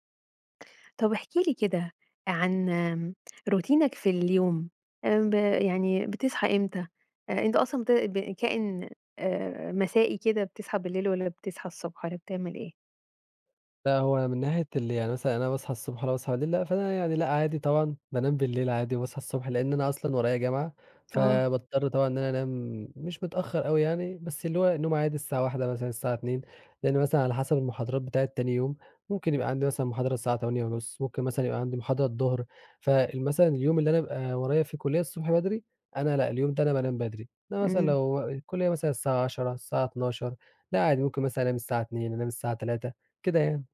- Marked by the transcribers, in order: in English: "روتينك"; tapping
- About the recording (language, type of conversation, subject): Arabic, podcast, احكيلي عن روتينك اليومي في البيت؟